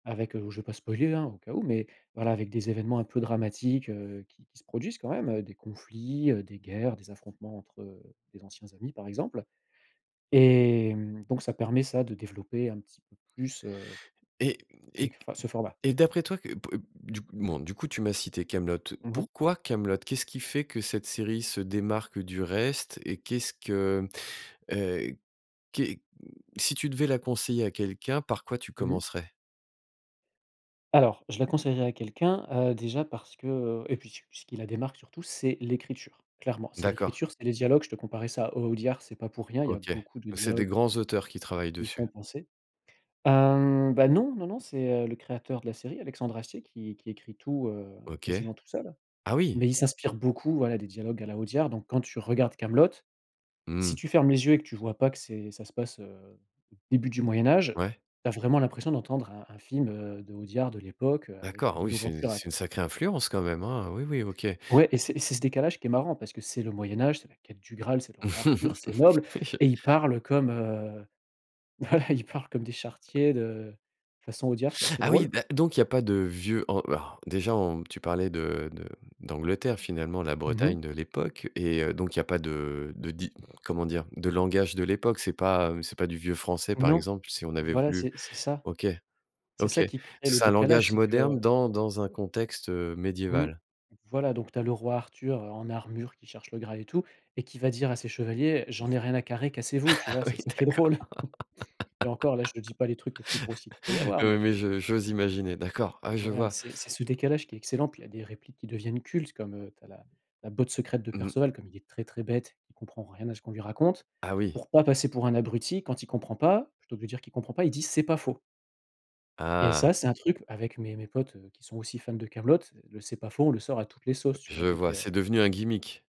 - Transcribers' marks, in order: other background noise; chuckle; laughing while speaking: "Oui, je"; laughing while speaking: "voilà ils parlent"; chuckle; laughing while speaking: "Ah oui, d'accord !"; laughing while speaking: "est drôle"; laugh; tapping
- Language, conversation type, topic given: French, podcast, Quelle série française aimerais-tu recommander et pourquoi ?